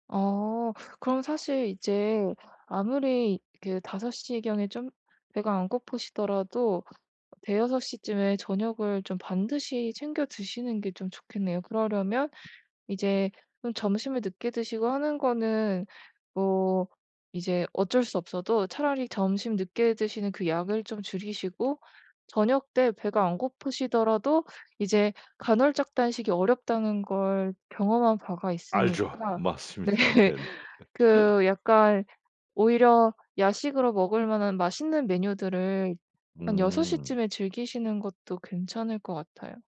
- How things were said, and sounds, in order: other background noise; tapping; laughing while speaking: "맞습니다. 네네"; laughing while speaking: "네"
- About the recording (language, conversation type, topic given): Korean, advice, 매일 일관된 수면 시간을 꾸준히 유지하려면 어떻게 해야 하나요?